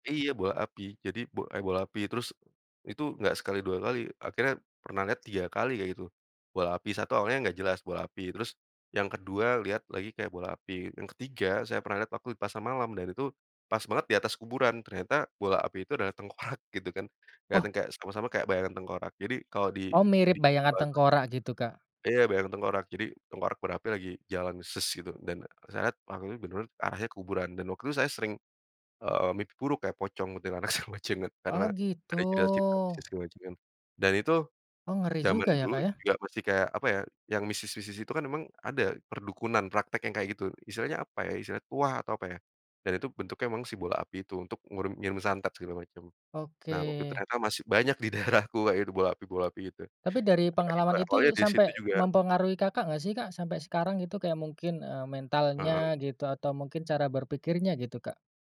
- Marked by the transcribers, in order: laughing while speaking: "sama"; unintelligible speech; laughing while speaking: "daerahku"
- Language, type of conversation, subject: Indonesian, podcast, Apa yang menurutmu membuat pengalaman melihat langit malam penuh bintang terasa istimewa?